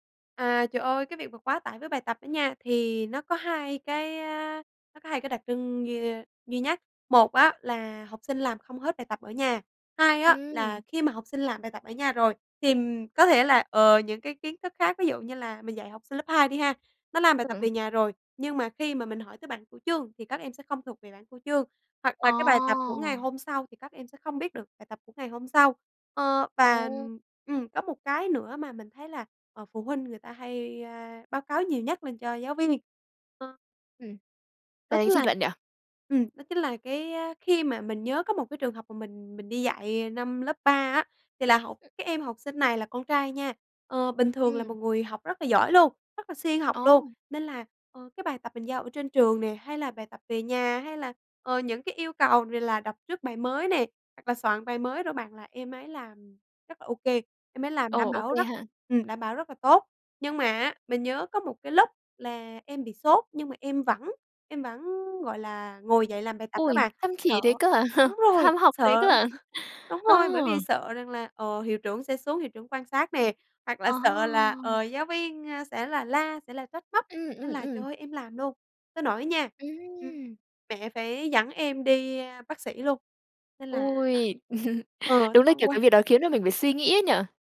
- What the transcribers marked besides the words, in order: unintelligible speech; tapping; laughing while speaking: "à"; chuckle; laughing while speaking: "ạ?"; laugh; laugh; chuckle
- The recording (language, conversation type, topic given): Vietnamese, podcast, Làm sao giảm bài tập về nhà mà vẫn đảm bảo tiến bộ?